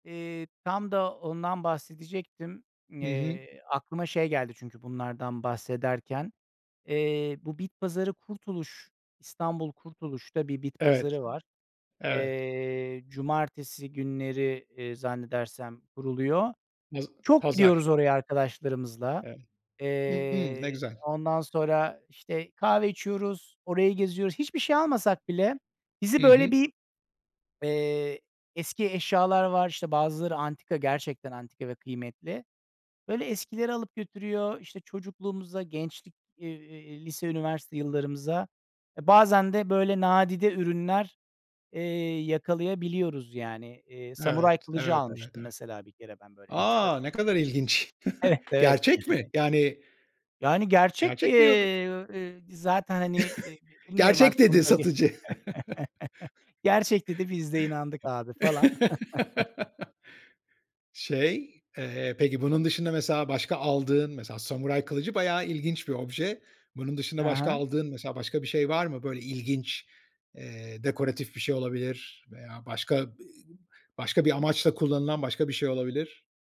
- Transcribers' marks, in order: other background noise; laughing while speaking: "enteresan. Evet, evet. Yani"; chuckle; tapping; chuckle; laugh; chuckle; chuckle
- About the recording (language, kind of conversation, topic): Turkish, podcast, Vintage mi yoksa ikinci el alışveriş mi tercih edersin, neden?